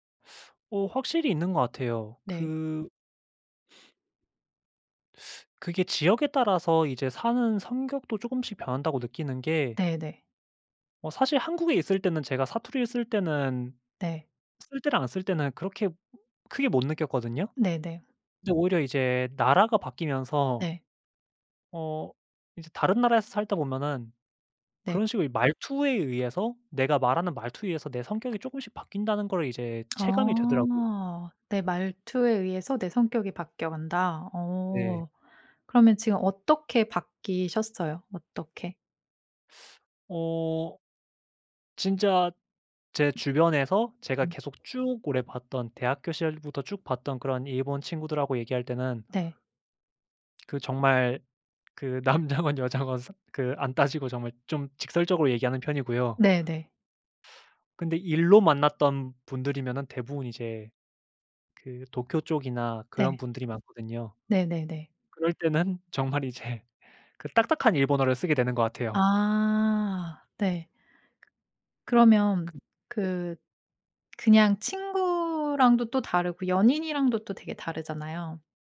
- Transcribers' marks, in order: teeth sucking; sniff; other background noise; laughing while speaking: "남자건 여자건"; laughing while speaking: "정말 이제"; tapping
- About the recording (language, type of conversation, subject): Korean, podcast, 사투리나 말투가 당신에게 어떤 의미인가요?